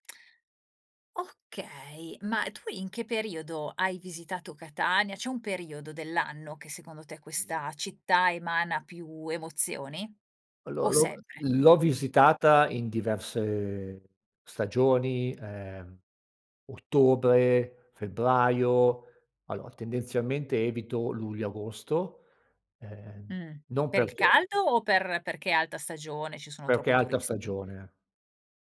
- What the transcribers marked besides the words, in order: other background noise
- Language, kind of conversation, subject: Italian, podcast, Quale città italiana ti sembra la più ispiratrice per lo stile?